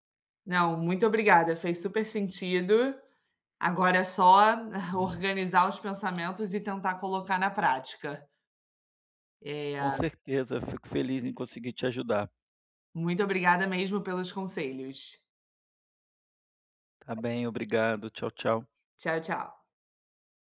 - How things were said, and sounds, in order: chuckle; tapping
- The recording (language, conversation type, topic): Portuguese, advice, Como posso ser mais consistente com os exercícios físicos?